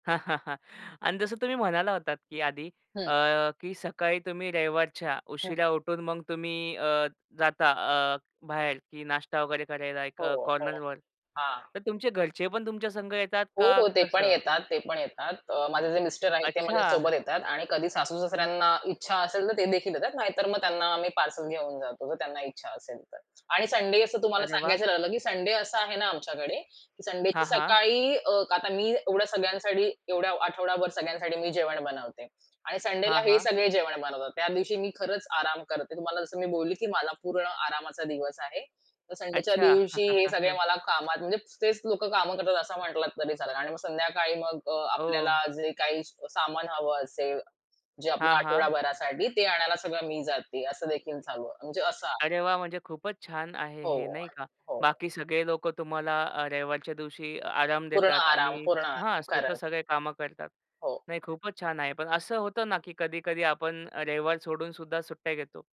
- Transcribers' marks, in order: chuckle; tapping; other background noise; in English: "कॉर्नरवर"; chuckle
- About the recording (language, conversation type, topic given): Marathi, podcast, तुमच्या घरी सकाळची तयारी कशी चालते, अगं सांगशील का?